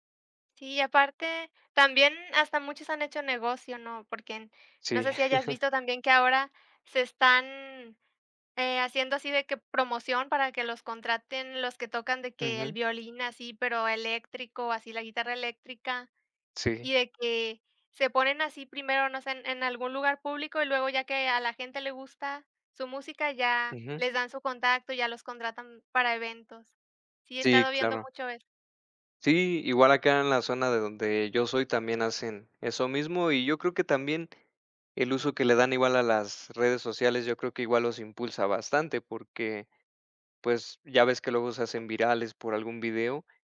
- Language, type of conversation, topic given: Spanish, unstructured, ¿Crees que algunos pasatiempos son una pérdida de tiempo?
- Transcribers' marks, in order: chuckle